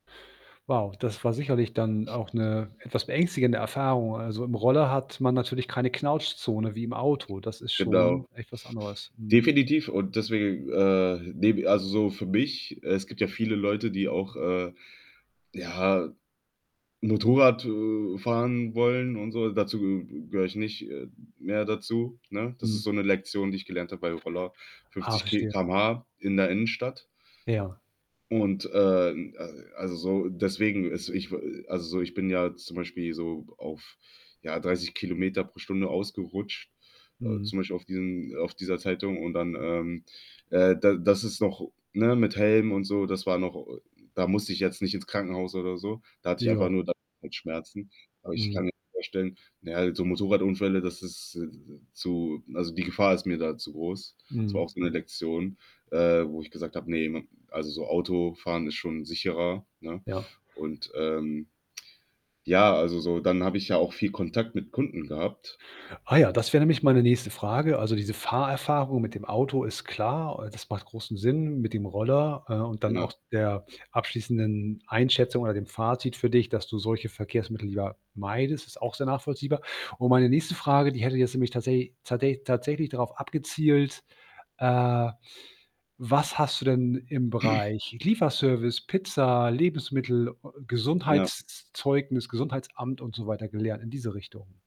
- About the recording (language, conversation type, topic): German, podcast, Welche wichtige Lektion hast du aus deinem ersten Job gelernt?
- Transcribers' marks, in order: static; other background noise; distorted speech; mechanical hum; tapping; throat clearing